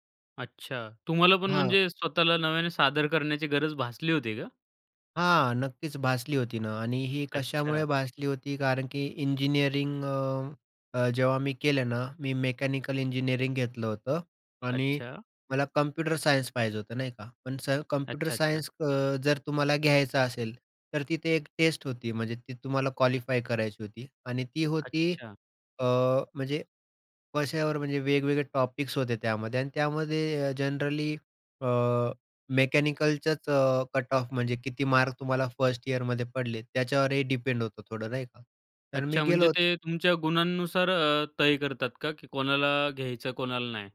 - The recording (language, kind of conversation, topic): Marathi, podcast, स्वतःला नव्या पद्धतीने मांडायला तुम्ही कुठून आणि कशी सुरुवात करता?
- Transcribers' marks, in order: in English: "टॉपिक्स"; in English: "जनरली"; in English: "कट ऑफ"; in English: "फर्स्ट ईयरमध्ये"